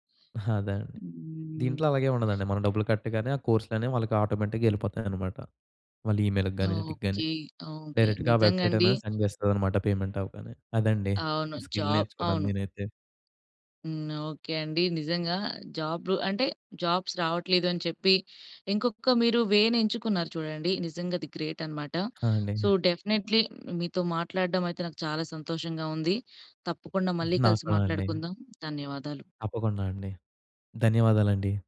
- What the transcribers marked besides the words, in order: in English: "ఆటోమేటిక్‌గా"; tapping; in English: "ఈమెయిల్‌కి"; in English: "డైరెక్ట్‌గా"; in English: "సెండ్"; other background noise; in English: "పేమెంట్"; in English: "స్కిల్"; in English: "జాబ్"; in English: "జాబ్స్"; in English: "వే"; in English: "సో, డెఫినిట్‌లీ"; chuckle
- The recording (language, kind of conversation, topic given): Telugu, podcast, ఆలస్యంగా అయినా కొత్త నైపుణ్యం నేర్చుకోవడం మీకు ఎలా ఉపయోగపడింది?